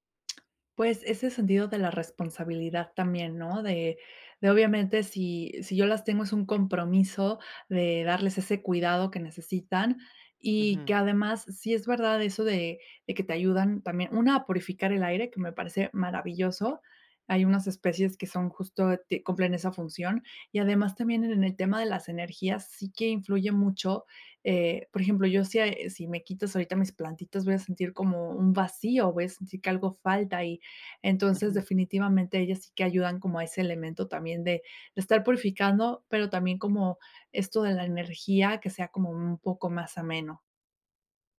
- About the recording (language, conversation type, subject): Spanish, podcast, ¿Qué te ha enseñado la experiencia de cuidar una planta?
- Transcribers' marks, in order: other background noise